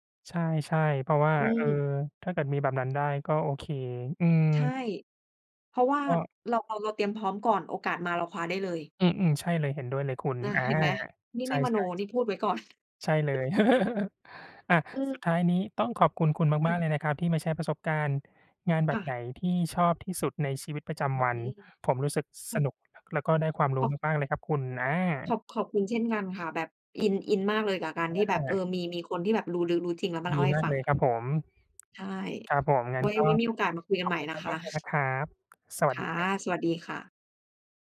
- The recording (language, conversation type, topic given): Thai, unstructured, คุณชอบงานแบบไหนมากที่สุดในชีวิตประจำวัน?
- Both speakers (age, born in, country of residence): 30-34, Thailand, Thailand; 35-39, Thailand, Thailand
- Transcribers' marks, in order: chuckle; laugh; tapping; chuckle